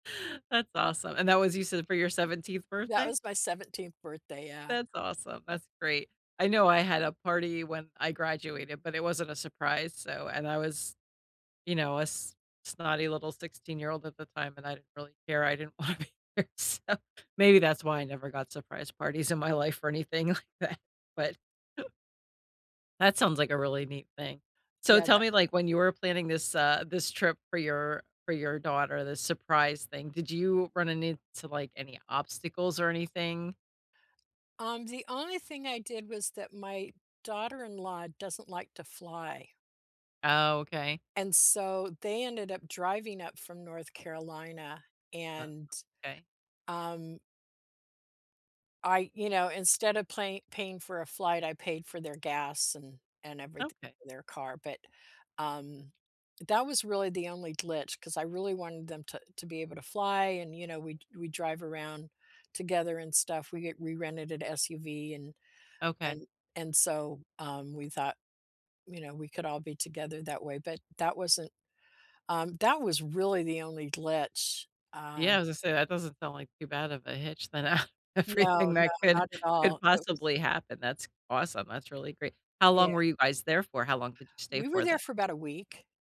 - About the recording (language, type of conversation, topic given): English, unstructured, What’s the best surprise you’ve ever planned for a family member?
- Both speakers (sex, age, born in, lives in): female, 50-54, United States, United States; female, 70-74, United States, United States
- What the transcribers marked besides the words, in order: laughing while speaking: "didn't want to be there. So"; laughing while speaking: "parties in"; laughing while speaking: "like that"; chuckle; laughing while speaking: "than, uh, everything that could"